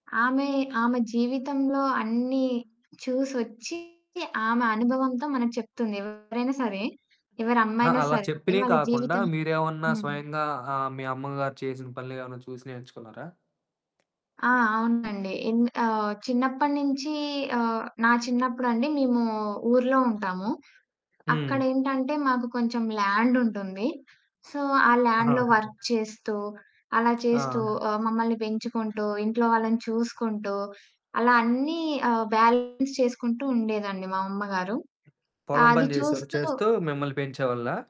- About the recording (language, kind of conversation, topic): Telugu, podcast, మీకు ప్రేరణనిచ్చే వ్యక్తి ఎవరు, ఎందుకు?
- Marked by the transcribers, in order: distorted speech; other background noise; tapping; in English: "సో"; in English: "వర్క్"; in English: "బ్యాలెన్స్"